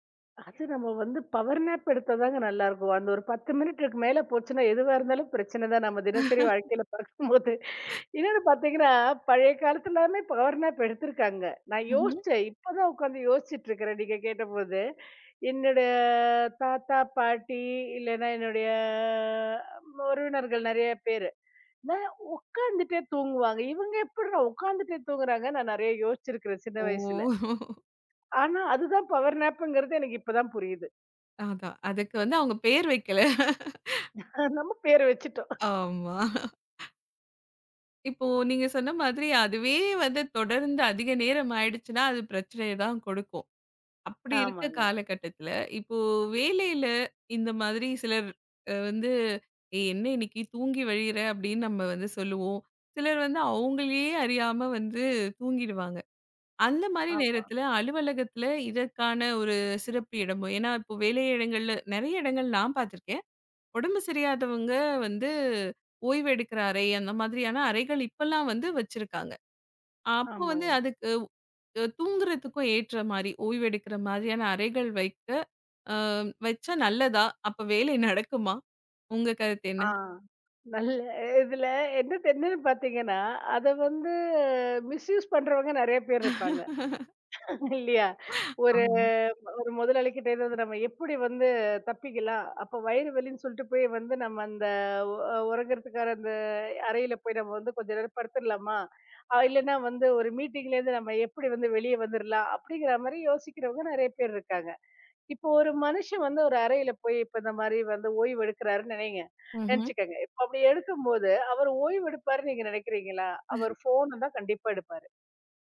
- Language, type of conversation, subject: Tamil, podcast, சிறு ஓய்வுகள் எடுத்த பிறகு உங்கள் அனுபவத்தில் என்ன மாற்றங்களை கவனித்தீர்கள்?
- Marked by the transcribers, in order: in English: "பவர் நேப்"; in English: "மினிட்"; laugh; in English: "பவர் நேப்"; drawn out: "என்னுடைய"; laugh; in English: "பவர் நேப்ங்கிறது"; laugh; laugh; laughing while speaking: "இப்போ நீங்க சொன்ன மாதிரி, அதுவே … அறியாம வந்து தூங்கிடுவாங்க"; laughing while speaking: "அப்போ வேலை நடக்குமா?"; laughing while speaking: "நல்ல இதுல என்ன தெரியுன்னு பாத்தீங்கன்னா! அத வந்து மிஸ்யூஸ் பண்றவங்க, நெறைய பேர் இருப்பாங்க"; in English: "மிஸ்யூஸ்"; laugh; laugh; in English: "மீட்டிங்லேந்து"; in English: "ஃபோன"; other noise